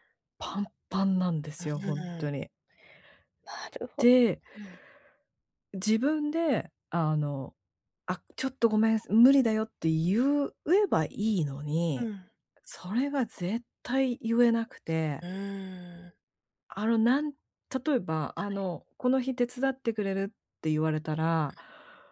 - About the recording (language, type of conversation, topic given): Japanese, advice, 人間関係の期待に応えつつ、自分の時間をどう確保すればよいですか？
- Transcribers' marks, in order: none